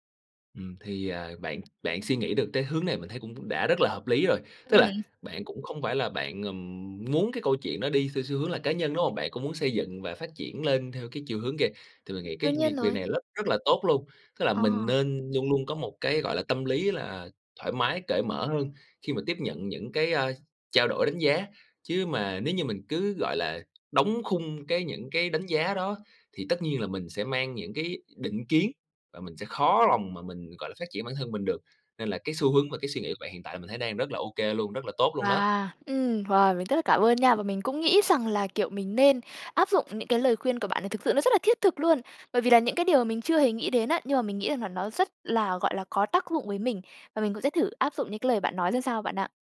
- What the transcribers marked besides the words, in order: tapping
- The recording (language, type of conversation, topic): Vietnamese, advice, Làm sao để vượt qua nỗi sợ phát biểu ý kiến trong cuộc họp dù tôi nắm rõ nội dung?